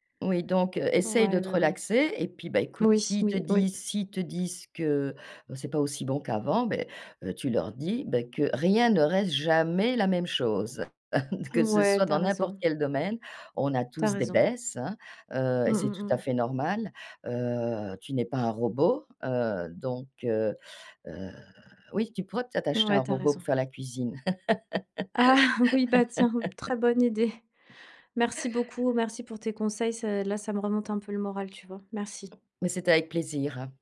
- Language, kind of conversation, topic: French, advice, Comment la planification des repas de la semaine te crée-t-elle une surcharge mentale ?
- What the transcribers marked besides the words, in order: chuckle; chuckle; laugh